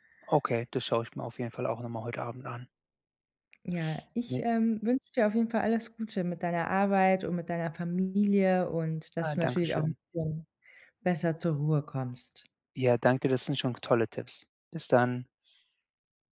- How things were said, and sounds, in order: none
- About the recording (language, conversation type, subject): German, advice, Wie kann ich abends besser zur Ruhe kommen?